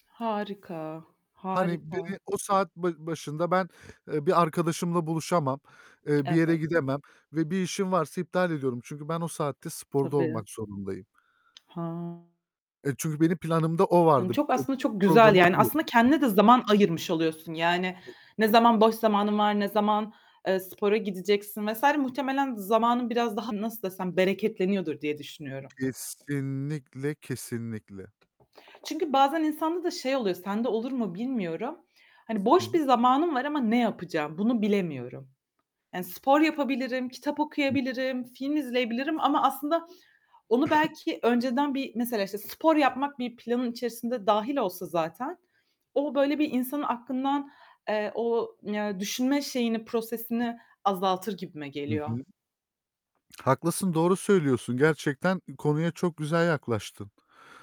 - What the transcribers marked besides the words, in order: other background noise; distorted speech; static; tapping; drawn out: "Kesinlikle"; cough
- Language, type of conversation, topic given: Turkish, unstructured, Boş zamanlarında yapmayı en çok sevdiğin şey nedir?